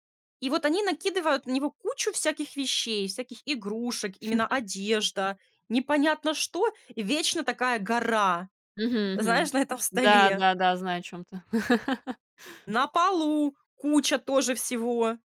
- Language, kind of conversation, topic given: Russian, podcast, Как в вашей семье распределяются домашние обязанности?
- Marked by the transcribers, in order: chuckle; laughing while speaking: "знаешь, на этом столе"; chuckle